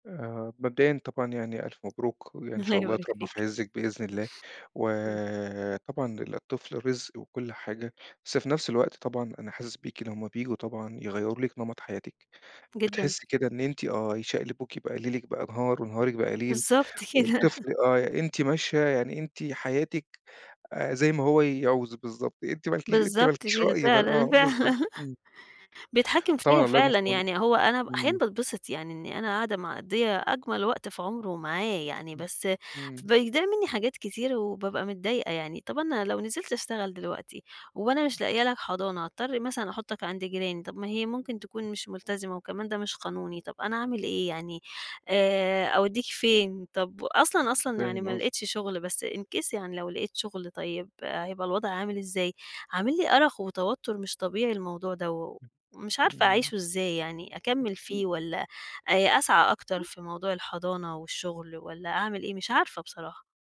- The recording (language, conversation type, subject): Arabic, advice, إزاي ولادة طفلك غيرّت نمط حياتك؟
- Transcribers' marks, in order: tapping; laughing while speaking: "بالضبط كده"; laugh; laugh; in English: "in case"; other background noise